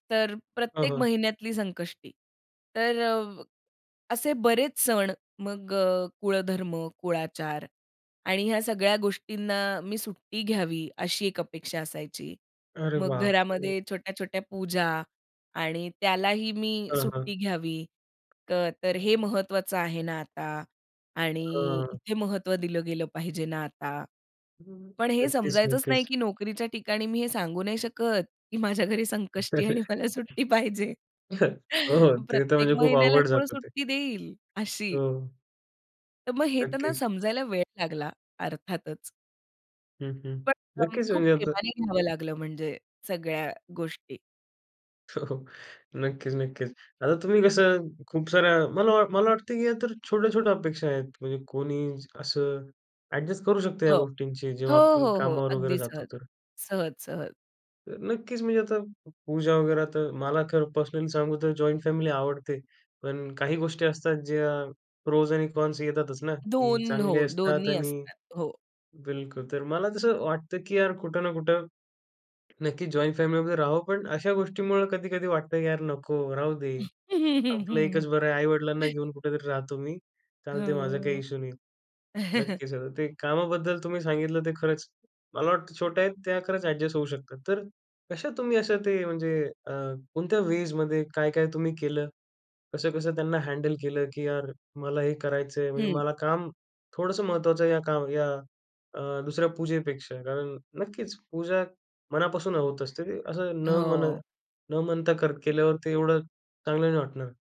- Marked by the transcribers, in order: tapping; other background noise; laughing while speaking: "की माझ्या घरी संकष्टी आहे … सुट्टी देईल, अशी?"; chuckle; unintelligible speech; laughing while speaking: "हो, हो"; in English: "प्रोज आणि कॉन्स"; laugh; chuckle; in English: "हँडल"
- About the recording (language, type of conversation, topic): Marathi, podcast, कुटुंबाच्या अपेक्षा आणि स्वतःची मर्जी यांचा समतोल तुम्ही कसा साधता?